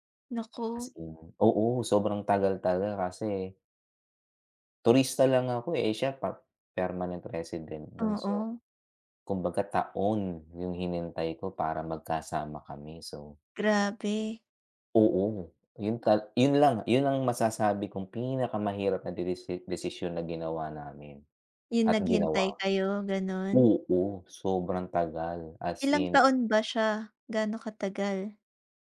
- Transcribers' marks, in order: in another language: "permanent resident"; other background noise
- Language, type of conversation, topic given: Filipino, unstructured, Ano ang pinakamahirap na desisyong nagawa mo sa buhay mo?
- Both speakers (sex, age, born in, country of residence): female, 20-24, Philippines, Philippines; male, 45-49, Philippines, United States